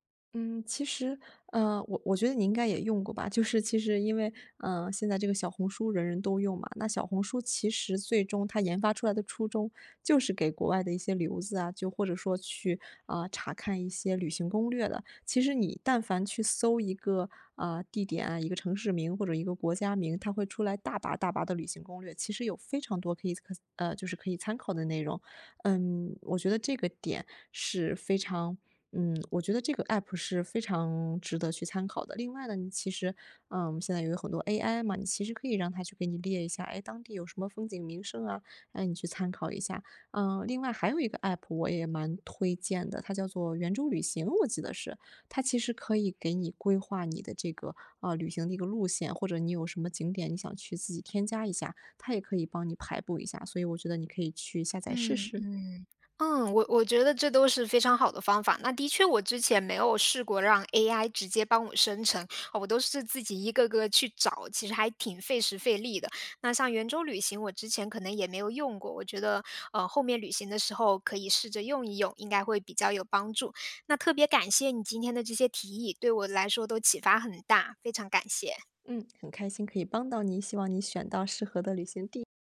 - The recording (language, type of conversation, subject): Chinese, advice, 预算有限时，我该如何选择适合的旅行方式和目的地？
- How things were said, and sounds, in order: none